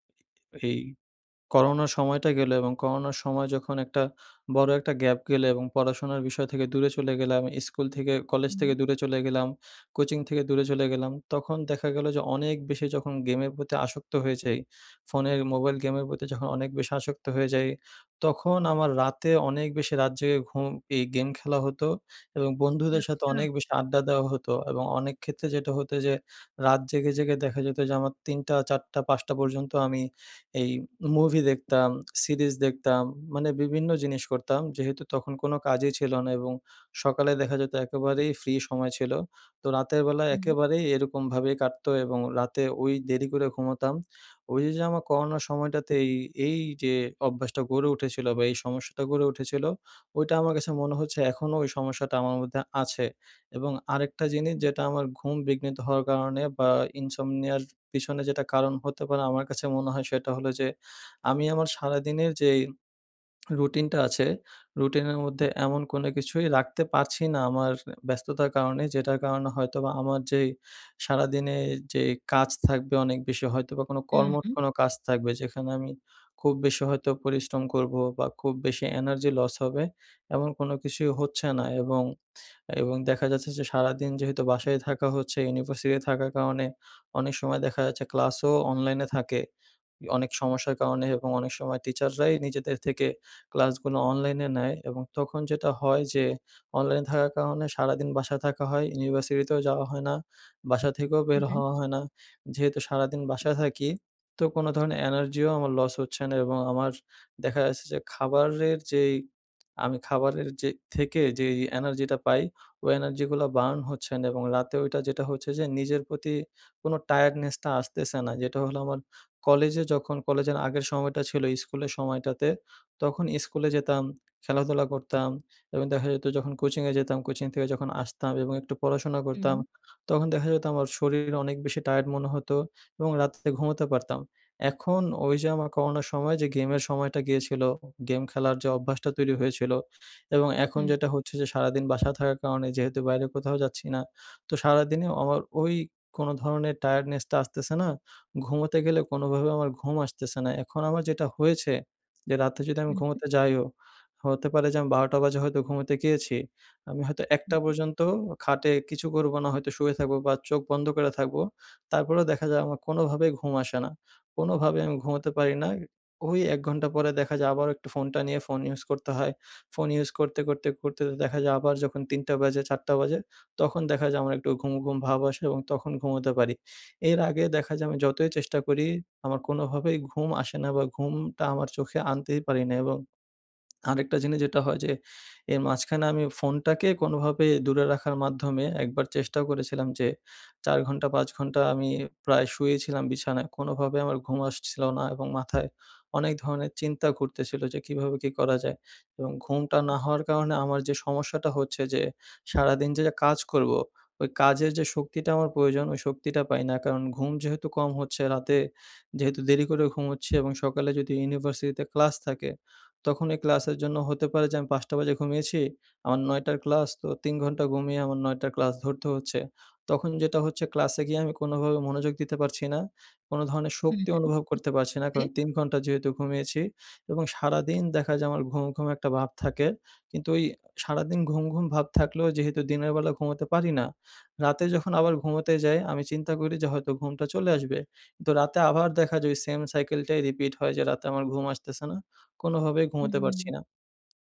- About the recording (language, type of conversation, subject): Bengali, advice, আপনার ঘুম কি বিঘ্নিত হচ্ছে এবং পুনরুদ্ধারের ক্ষমতা কি কমে যাচ্ছে?
- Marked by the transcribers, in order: in English: "ইনসমনিয়া"; in English: "বার্ন"; in English: "টায়ার্ডনেস"; in English: "টায়ার্ডনেস"; unintelligible speech